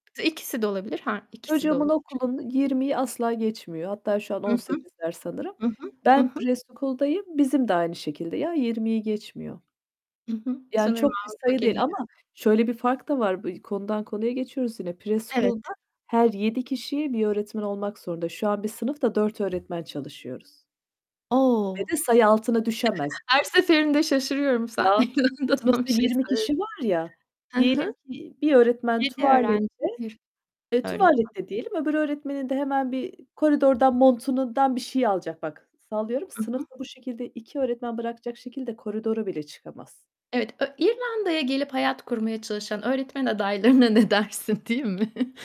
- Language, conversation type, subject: Turkish, podcast, İlk kez “gerçekten başardım” dediğin bir anın var mı?
- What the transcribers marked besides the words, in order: tapping; static; distorted speech; other background noise; in English: "preschool'dayım"; in English: "Preschool'da"; chuckle; laughing while speaking: "sayende, tam bir şey söyledin"; "montundan" said as "montunundan"; laughing while speaking: "ne dersin, diyeyim mi?"